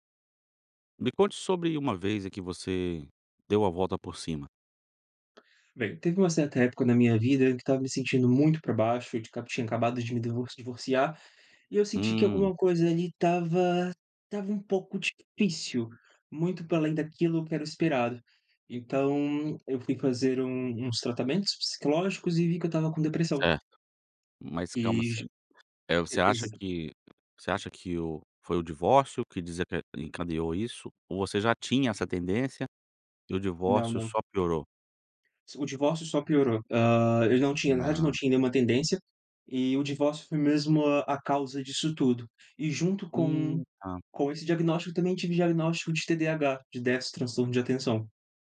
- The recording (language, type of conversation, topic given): Portuguese, podcast, Você pode contar sobre uma vez em que deu a volta por cima?
- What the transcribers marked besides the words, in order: other background noise; "como" said as "camo"